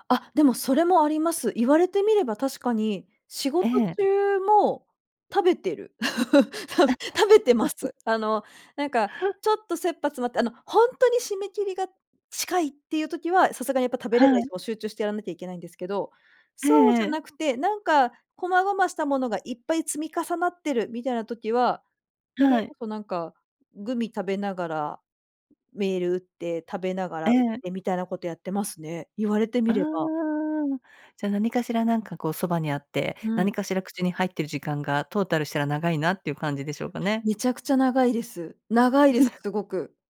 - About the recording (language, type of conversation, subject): Japanese, advice, 食生活を改善したいのに、間食やジャンクフードをやめられないのはどうすればいいですか？
- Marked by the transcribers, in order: laugh; laughing while speaking: "食 食べてます"; laugh; chuckle